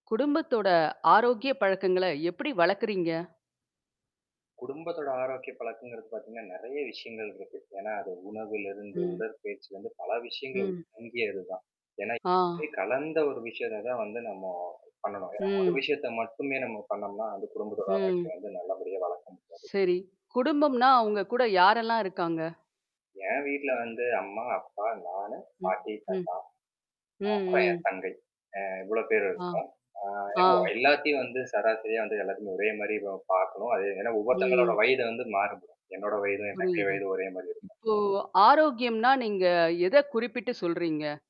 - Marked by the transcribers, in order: static; unintelligible speech; unintelligible speech; mechanical hum; distorted speech; unintelligible speech; other background noise; tapping
- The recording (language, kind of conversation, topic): Tamil, podcast, குடும்பத்துடன் ஆரோக்கிய பழக்கங்களை நீங்கள் எப்படிப் வளர்க்கிறீர்கள்?